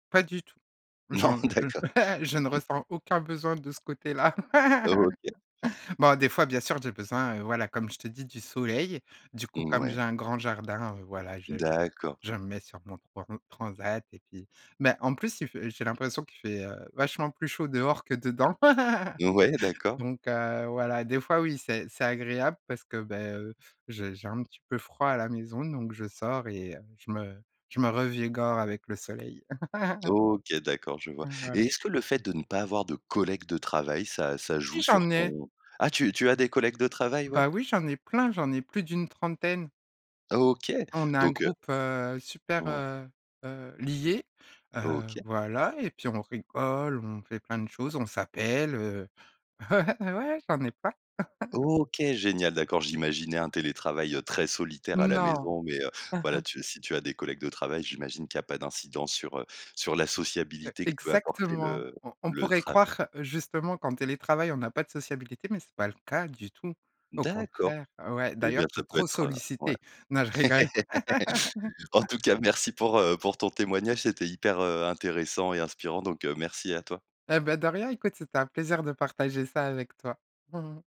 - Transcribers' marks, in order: laughing while speaking: "Non d'accord"; chuckle; other noise; chuckle; chuckle; tapping; chuckle; unintelligible speech; stressed: "collègues"; chuckle; chuckle; chuckle; chuckle; other background noise; chuckle
- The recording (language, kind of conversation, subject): French, podcast, Comment prends-tu tes pauses au travail pour garder de l'énergie ?